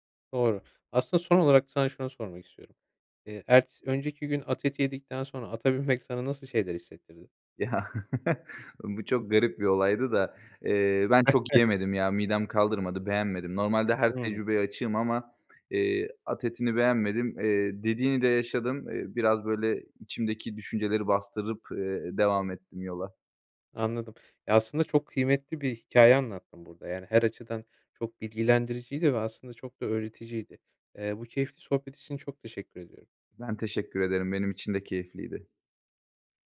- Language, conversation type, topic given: Turkish, podcast, En anlamlı seyahat destinasyonun hangisiydi ve neden?
- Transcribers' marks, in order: chuckle; chuckle